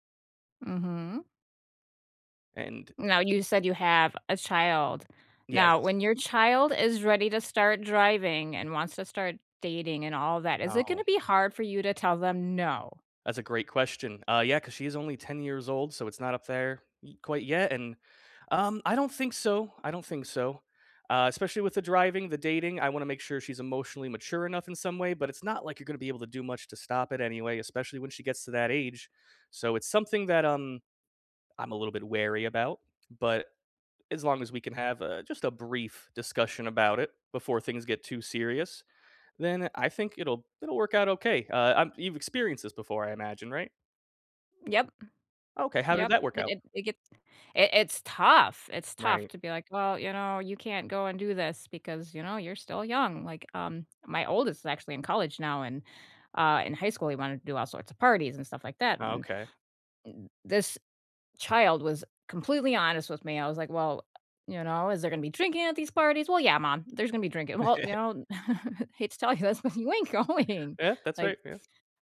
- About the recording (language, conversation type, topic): English, unstructured, What is a good way to say no without hurting someone’s feelings?
- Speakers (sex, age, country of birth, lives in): female, 40-44, United States, United States; male, 30-34, United States, United States
- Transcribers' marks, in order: laugh; chuckle; laughing while speaking: "hate to tell you this, but you ain't going"